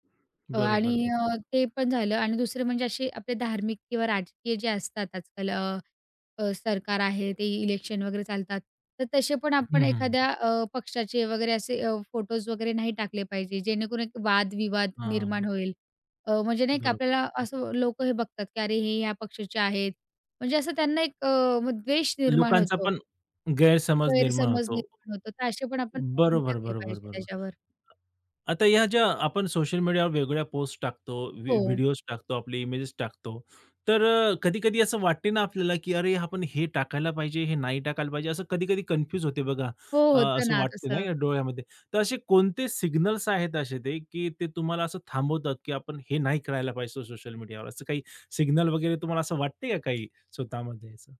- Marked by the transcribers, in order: other background noise; tapping; in English: "इलेक्शन"; other noise
- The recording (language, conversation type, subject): Marathi, podcast, तुम्ही ऑनलाइन काहीही शेअर करण्यापूर्वी काय विचार करता?